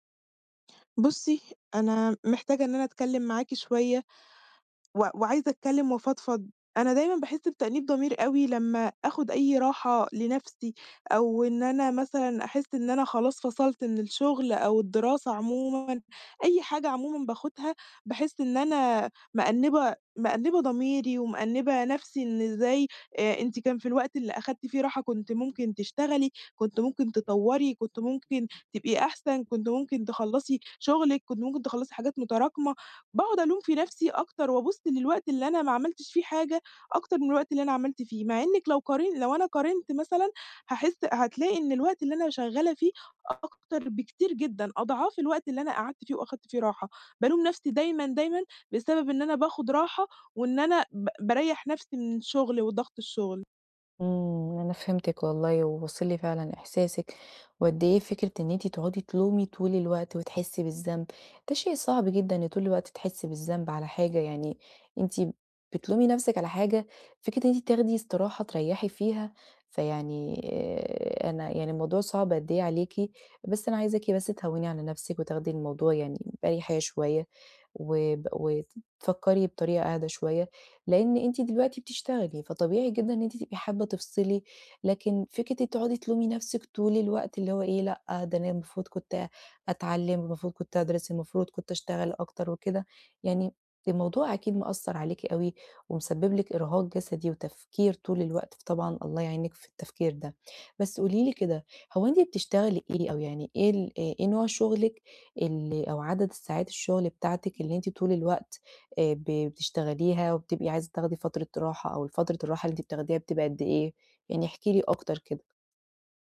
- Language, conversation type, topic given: Arabic, advice, إزاي آخد بريكات قصيرة وفعّالة في الشغل من غير ما أحس بالذنب؟
- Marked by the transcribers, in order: other background noise